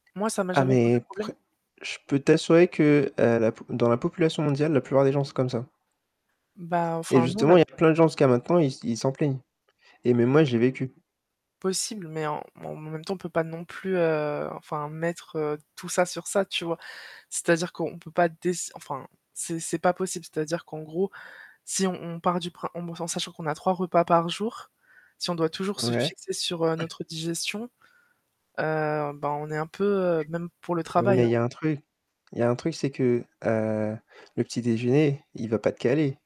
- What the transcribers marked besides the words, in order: other background noise; static; distorted speech; throat clearing
- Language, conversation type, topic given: French, unstructured, Que penses-tu des notes comme mesure du savoir ?